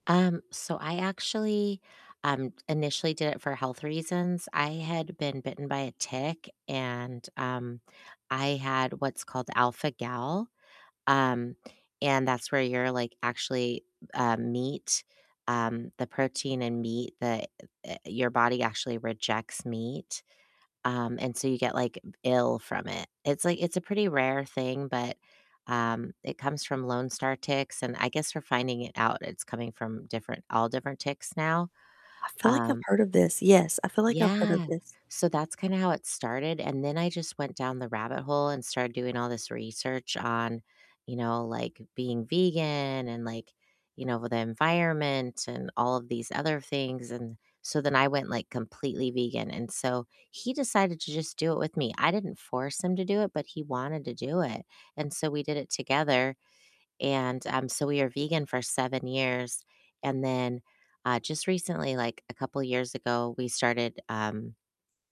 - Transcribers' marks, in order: none
- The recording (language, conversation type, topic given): English, unstructured, What are your go-to comfort foods that feel both comforting and nourishing?